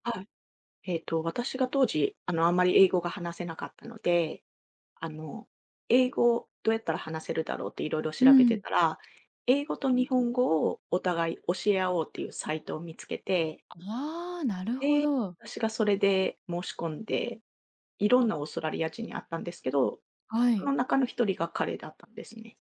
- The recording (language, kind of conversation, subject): Japanese, podcast, 旅先で出会った面白い人について聞かせていただけますか？
- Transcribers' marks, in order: none